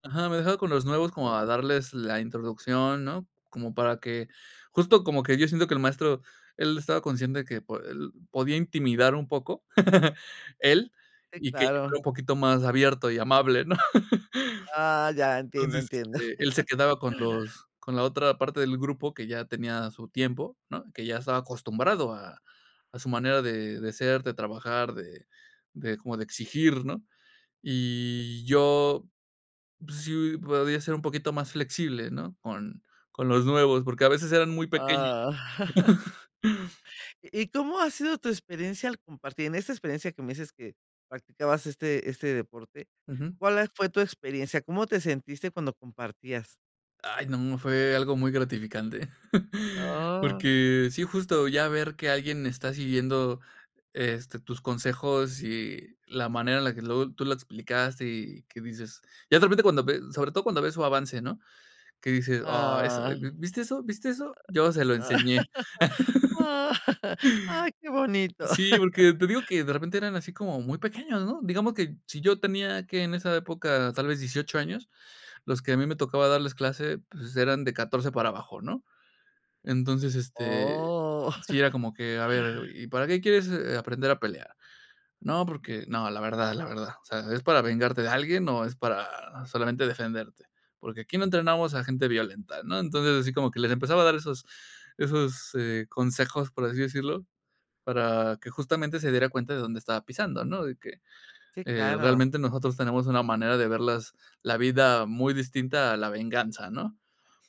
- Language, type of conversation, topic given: Spanish, podcast, ¿Qué consejos darías a alguien que quiere compartir algo por primera vez?
- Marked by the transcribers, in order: laugh; laughing while speaking: "¿no?"; laugh; laugh; chuckle; chuckle; drawn out: "Ah"; other background noise; laughing while speaking: "Ah, ¡ay, qué bonito!"; laugh; drawn out: "Oh"; chuckle